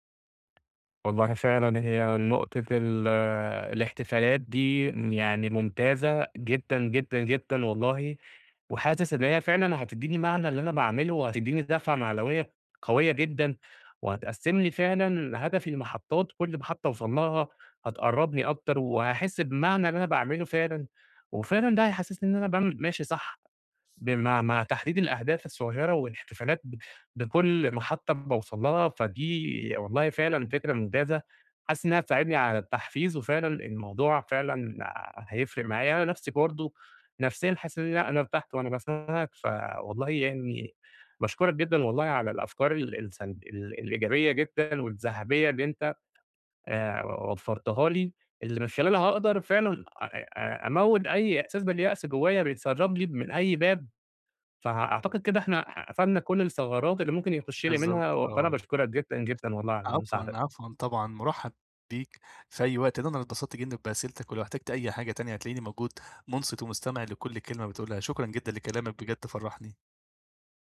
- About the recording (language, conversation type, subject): Arabic, advice, إزاي أفضل متحفّز وأحافظ على الاستمرارية في أهدافي اليومية؟
- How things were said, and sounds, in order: tapping